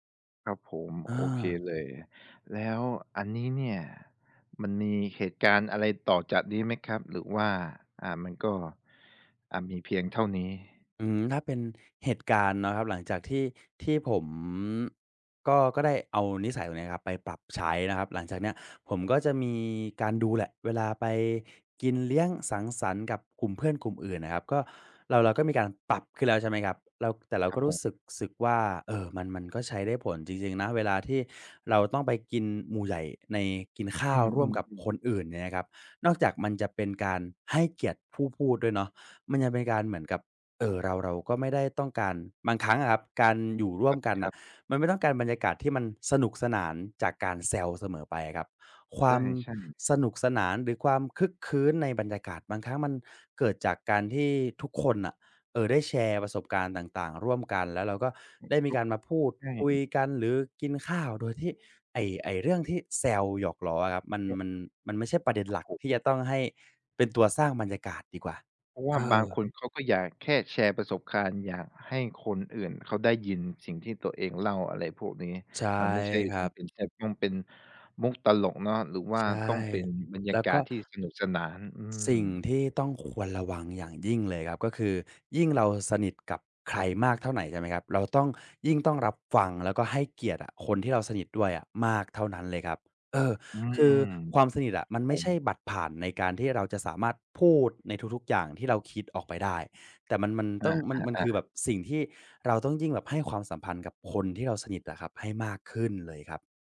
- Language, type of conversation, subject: Thai, podcast, เคยโดนเข้าใจผิดจากการหยอกล้อไหม เล่าให้ฟังหน่อย
- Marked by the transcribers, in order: other background noise